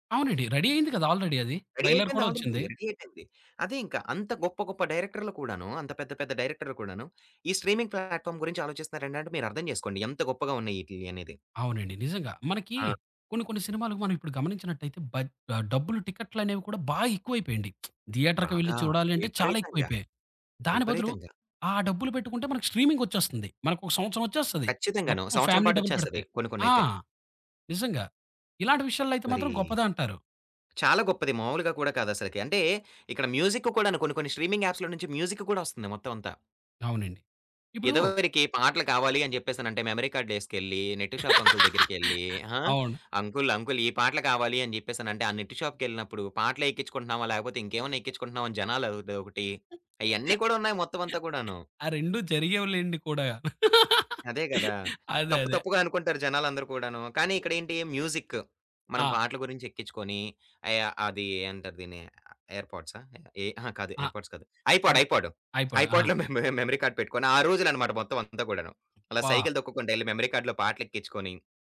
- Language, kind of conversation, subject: Telugu, podcast, స్ట్రీమింగ్ యుగంలో మీ అభిరుచిలో ఎలాంటి మార్పు వచ్చింది?
- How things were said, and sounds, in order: in English: "రెడీ"; in English: "ఆల్రెడీ"; in English: "రెడీ"; in English: "ట్రైలర్"; in English: "ఆల్రెడీ రెడీ"; in English: "స్ట్రీమింగ్ ప్లాట్‌ఫార్మ్"; lip smack; in English: "థియేటర్‌కి"; in English: "ఫ్యామిలీ"; in English: "మ్యూజిక్"; in English: "స్ట్రీమింగ్ యాప్స్‌లో"; in English: "మ్యూజిక్"; chuckle; in English: "అంకుల్ అంకుల్"; in English: "నెట్"; chuckle; chuckle; other background noise; in English: "మ్యూజిక్"; in English: "ఎయిర్ పాడ్స్"; in English: "ఐపాడ్, ఐపాడ్, ఐపాడ్‌లో"; giggle; in English: "ఐపాడ్"